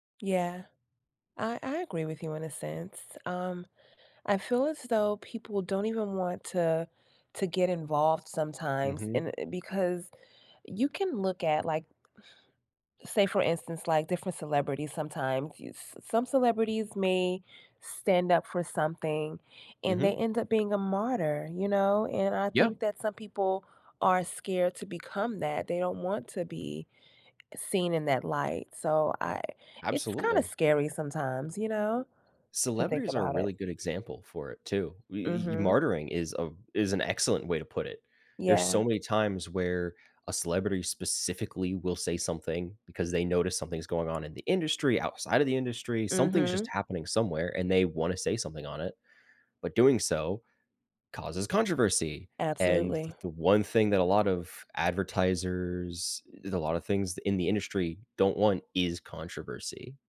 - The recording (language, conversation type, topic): English, unstructured, Why do some people stay silent when they see injustice?
- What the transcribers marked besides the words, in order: other background noise; tapping; drawn out: "advertisers"